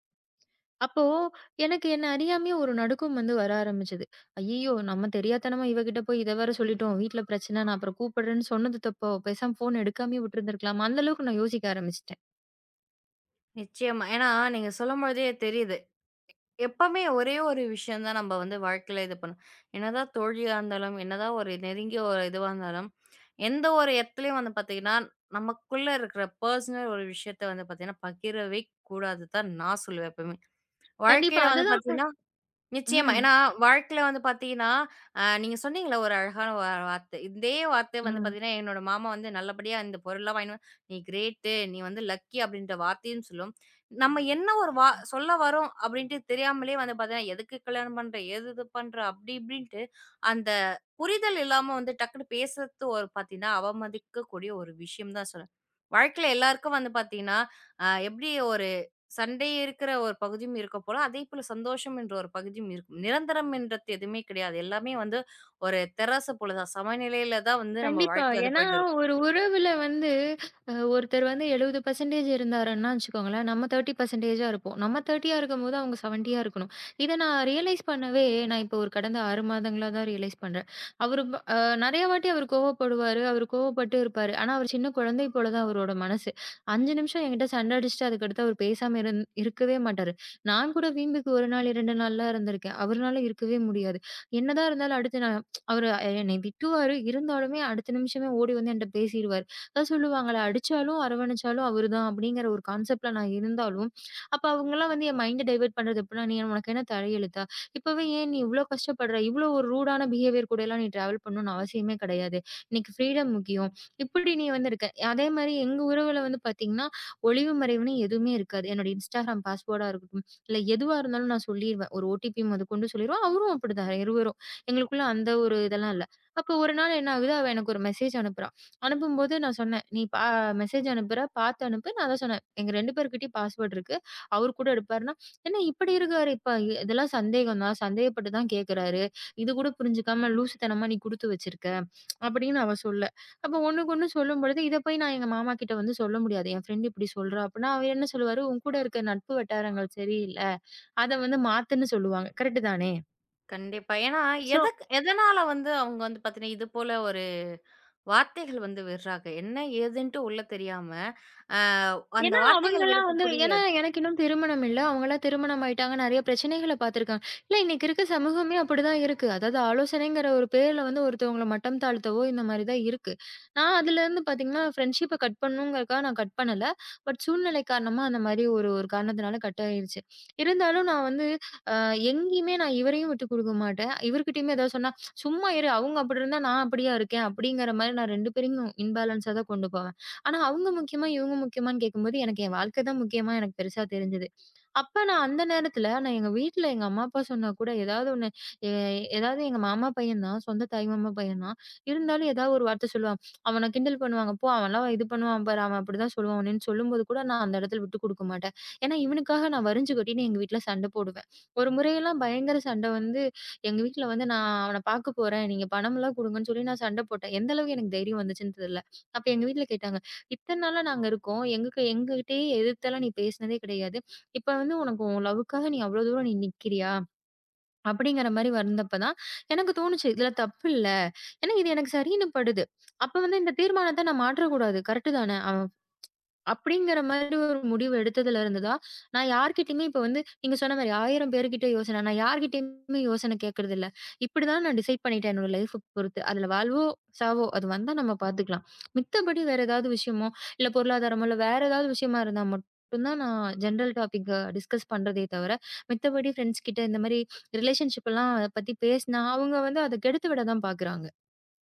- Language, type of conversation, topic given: Tamil, podcast, உங்கள் உறவினர்கள் அல்லது நண்பர்கள் தங்களின் முடிவை மாற்றும்போது நீங்கள் அதை எப்படி எதிர்கொள்கிறீர்கள்?
- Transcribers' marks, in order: other background noise; tapping; in another language: "பெர்சனல்"; other noise; in English: "க்ரேட்"; in another language: "லக்கி"; inhale; inhale; in English: "ரியலைஸ்"; in English: "ரியலைஸ்"; inhale; inhale; inhale; tsk; in English: "கான்செப்ட்"; in another language: "மைண்ட் டைவர்ட்"; inhale; in English: "ரூட்"; in another language: "பிகேவியர்"; in another language: "டிராவல்"; inhale; in another language: "ஃபிரீடம்"; inhale; in another language: "பாஸ்வேர்ட்"; in another language: "ஓ. ட்டி. ப்பி"; inhale; in English: "மெசேஜ்"; in English: "மெசேஜ்"; in another language: "பாஸ்வேர்ட்"; tsk; in English: "கரெக்ட்"; in English: "ஸோ"; drawn out: "ஆ"; in English: "ஃபிரண்ட்ஷிப் கட்"; in another language: "கட்"; in English: "பட்"; in English: "கட்"; drawn out: "அ"; in English: "இம்பாலண்ஸ்"; in English: "கரெக்ட்"; tsk; in English: "டிசைட்"; in English: "லைஃப்"; inhale; in English: "ஜெனரல் டாபிக் டிஸ்கஸ்"; inhale; in English: "ரிலேசன்ஷிப்"